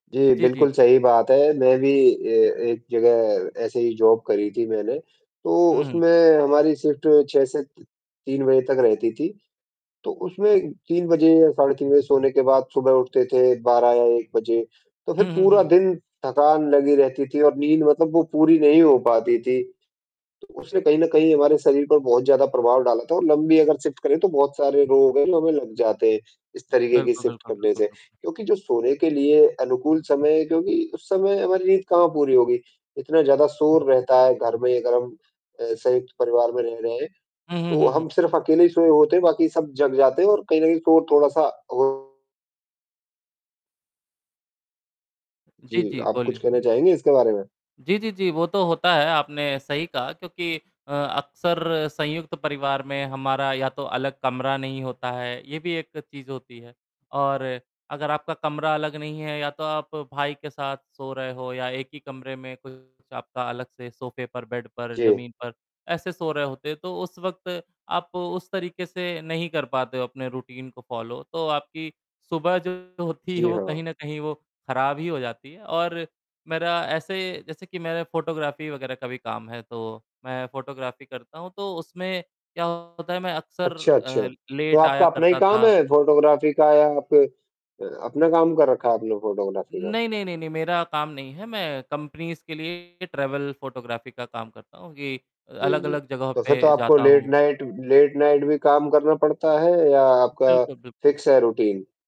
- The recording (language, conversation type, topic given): Hindi, unstructured, आपका दिन सुबह से कैसे शुरू होता है?
- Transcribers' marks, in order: static; in English: "जॉब"; in English: "शिफ्ट"; in English: "शिफ्ट"; in English: "शिफ्ट"; distorted speech; in English: "बेड"; in English: "रूटीन"; in English: "फ़ॉलो"; in English: "फ़ोटोग्राफी"; in English: "फ़ोटोग्राफी"; in English: "लेट"; in English: "फ़ोटोग्राफी"; in English: "फ़ोटोग्राफी"; in English: "कंपनीज़"; in English: "ट्रैवल फ़ोटोग्राफी"; in English: "लेट नाइट लेट नाइट"; in English: "फिक्स"; in English: "रूटीन"